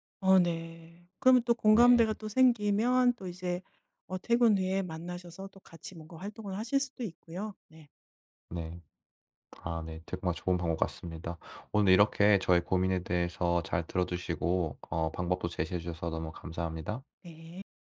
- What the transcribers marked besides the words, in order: none
- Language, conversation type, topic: Korean, advice, 재택근무로 전환한 뒤 업무 시간과 개인 시간의 경계를 어떻게 조정하고 계신가요?